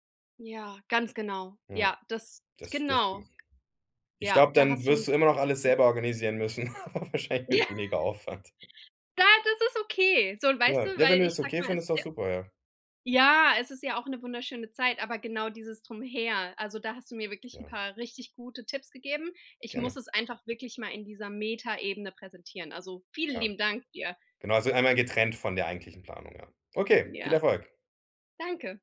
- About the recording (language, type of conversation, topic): German, advice, Wie kann ich eine Reise so planen, dass ich mich dabei nicht gestresst fühle?
- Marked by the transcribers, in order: other background noise; laugh; laughing while speaking: "aber wahrscheinlich mit weniger Aufwand"; laughing while speaking: "Ja"; joyful: "Ja, das ist okay"; drawn out: "Ja"; "Drumherum" said as "Drumher"; joyful: "vielen lieben"; joyful: "Okay, viel Erfolg"